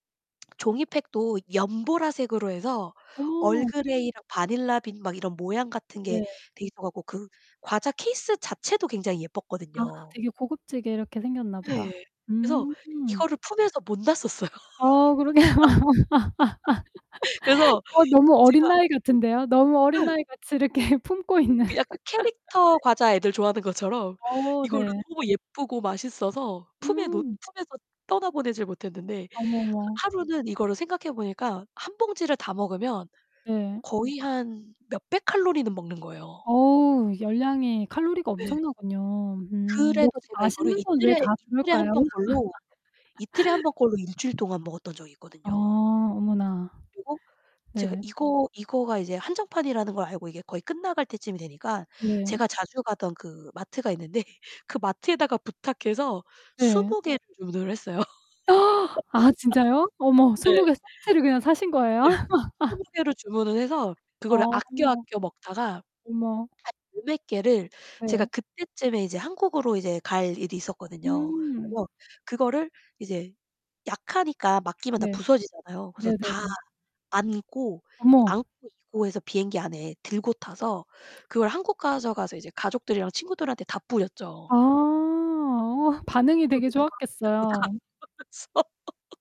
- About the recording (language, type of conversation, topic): Korean, podcast, 스트레스를 풀 때 보통 어떻게 하세요?
- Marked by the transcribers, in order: other background noise; distorted speech; laughing while speaking: "그러게요"; laughing while speaking: "놨었어요"; laugh; laughing while speaking: "이렇게 품고 있는"; laugh; laugh; laughing while speaking: "있는데"; gasp; laugh; laugh; unintelligible speech; laughing while speaking: "그러면서"